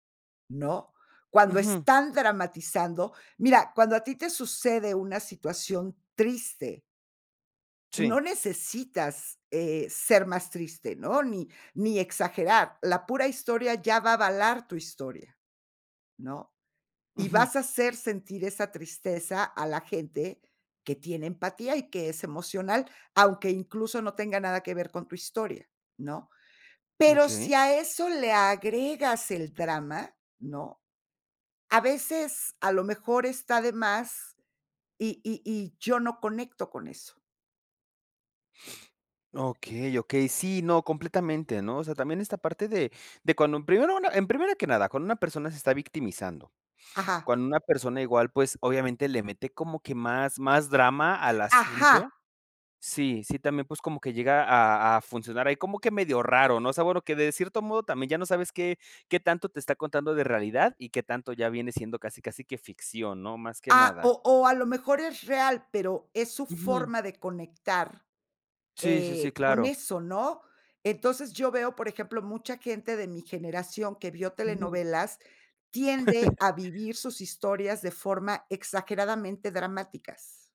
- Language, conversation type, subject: Spanish, podcast, ¿Por qué crees que ciertas historias conectan con la gente?
- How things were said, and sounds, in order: laugh